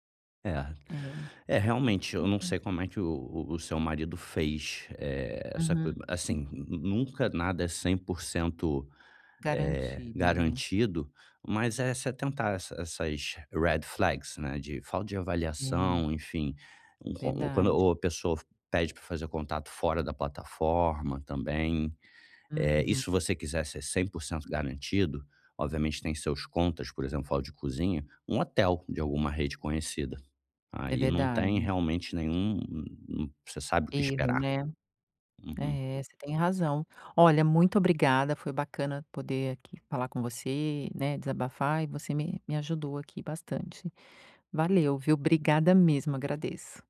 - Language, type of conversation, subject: Portuguese, advice, Como posso reduzir o estresse e lidar com imprevistos durante viagens?
- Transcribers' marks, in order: in English: "Red Flags"